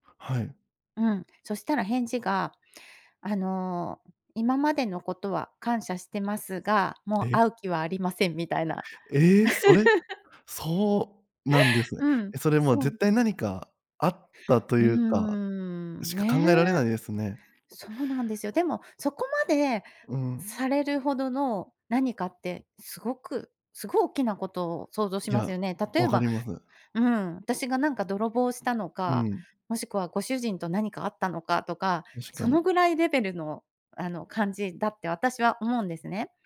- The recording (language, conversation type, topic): Japanese, advice, 共通の友達との関係をどう保てばよいのでしょうか？
- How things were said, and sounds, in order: chuckle